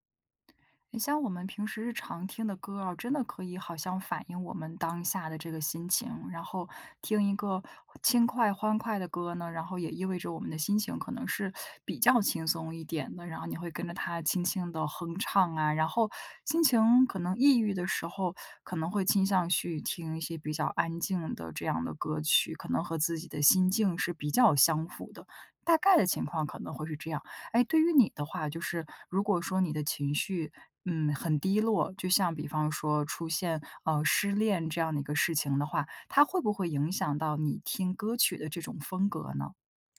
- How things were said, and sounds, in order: other noise
- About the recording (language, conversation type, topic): Chinese, podcast, 失恋后你会把歌单彻底换掉吗？